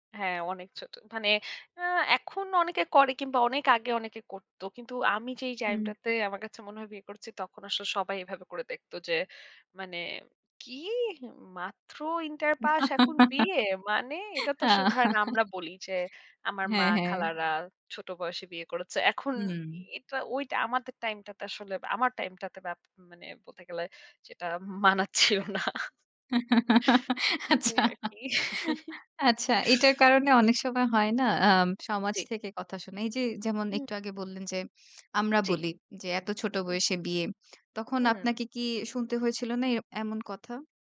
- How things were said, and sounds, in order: giggle; put-on voice: "কি মাত্র ইন্টার পাস এখন বিয়ে! মানে?"; other background noise; giggle; laughing while speaking: "আচ্ছা"; laughing while speaking: "মানাচ্ছেও না। এই আর কি"; chuckle
- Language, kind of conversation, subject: Bengali, podcast, আপনি যদি নিজের তরুণ বয়সের নিজেকে পরামর্শ দিতে পারতেন, তাহলে কী বলতেন?